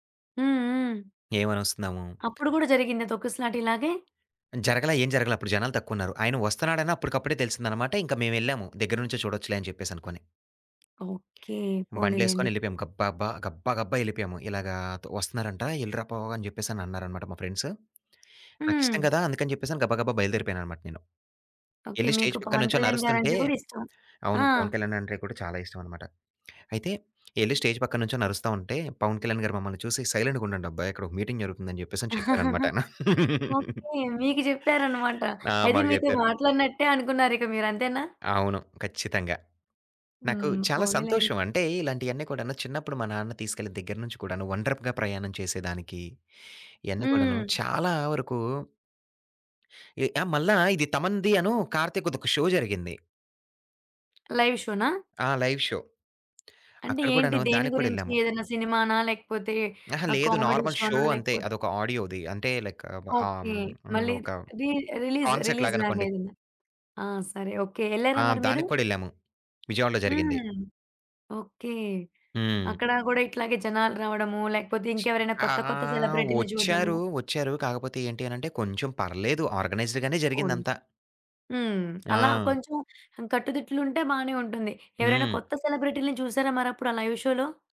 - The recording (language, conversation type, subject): Telugu, podcast, ప్రత్యక్ష కార్యక్రమానికి వెళ్లేందుకు మీరు చేసిన ప్రయాణం గురించి ఒక కథ చెప్పగలరా?
- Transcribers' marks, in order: other background noise; tapping; in English: "స్టేజ్"; in English: "స్టేజ్"; in English: "సైలెంట్‌గా"; in English: "మీటింగ్"; chuckle; in English: "షో"; in English: "లైవ్"; in English: "లైవ్ షో"; in English: "కామెడీ"; in English: "నార్మల్ షో"; in English: "ఆడియోది"; in English: "లైక్"; in English: "రి రిలీజ్, రిలీజ్‌లాగా"; in English: "కాన్సెర్ట్‌లాగా"; in English: "ఆర్గనైజ్డ్‌గానే"; unintelligible speech; in English: "లైవ్ షోలో?"